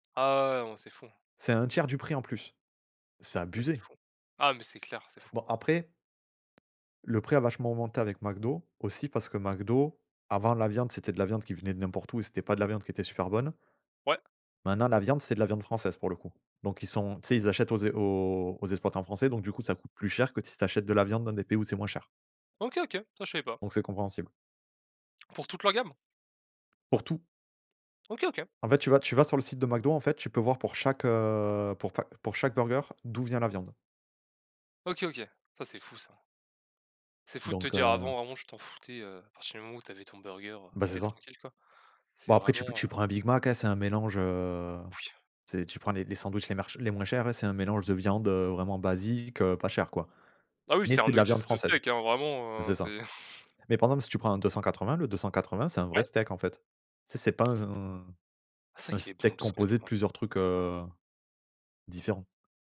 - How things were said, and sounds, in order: tapping; chuckle
- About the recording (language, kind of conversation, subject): French, unstructured, Que penses-tu des grandes entreprises qui polluent sans être sanctionnées ?